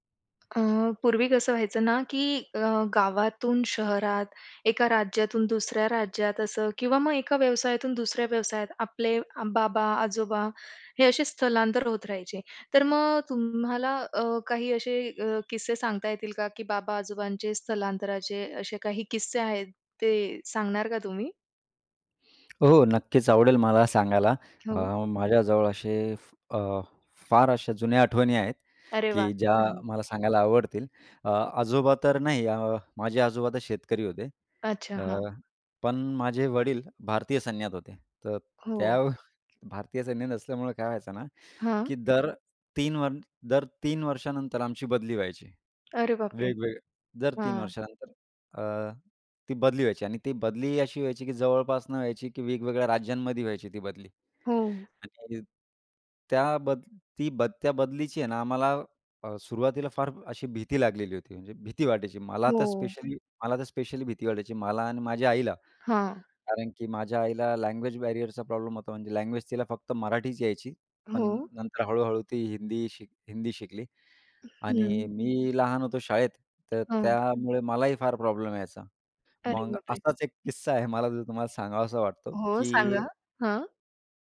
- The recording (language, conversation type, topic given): Marathi, podcast, बाबा-आजोबांच्या स्थलांतराच्या गोष्टी सांगशील का?
- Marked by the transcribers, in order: horn; tapping; other background noise; in English: "लँग्वेज बॅरियरचा"; in English: "लँग्वेज"